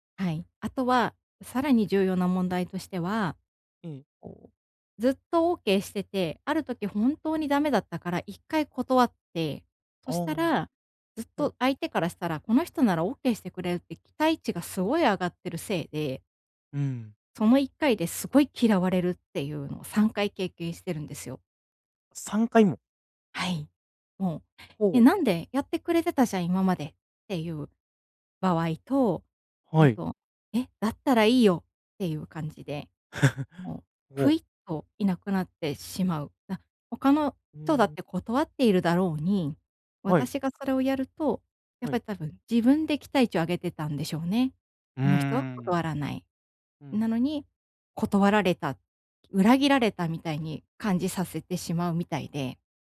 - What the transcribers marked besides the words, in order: other noise; chuckle
- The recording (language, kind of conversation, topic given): Japanese, advice, 人にNOと言えず負担を抱え込んでしまうのは、どんな場面で起きますか？